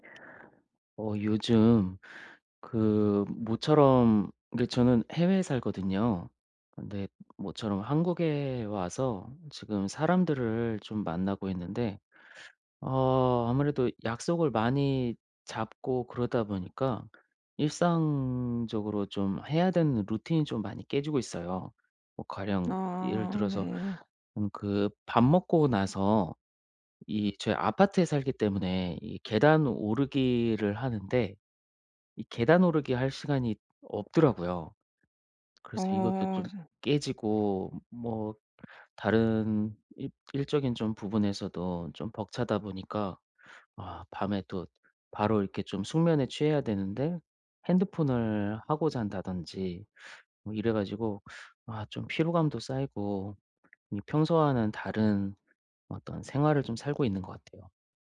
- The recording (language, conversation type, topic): Korean, advice, 일상 루틴을 꾸준히 유지하려면 무엇부터 시작하는 것이 좋을까요?
- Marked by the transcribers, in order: other background noise; tapping